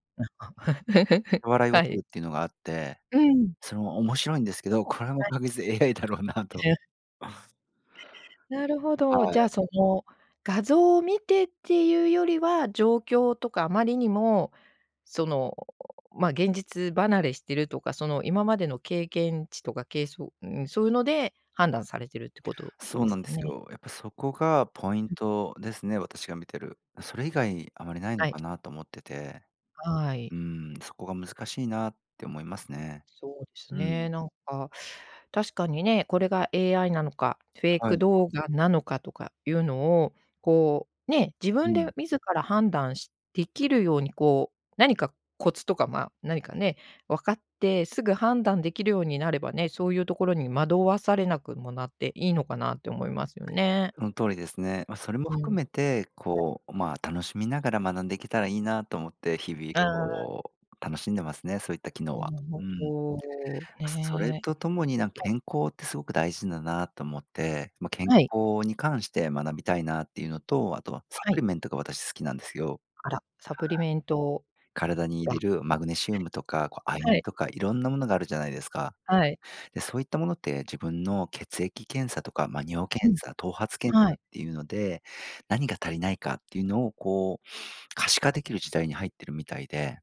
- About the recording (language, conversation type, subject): Japanese, podcast, これから学んでみたいことは何ですか？
- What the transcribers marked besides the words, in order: laugh; laughing while speaking: "AIだろうなと"; laugh; other noise; tapping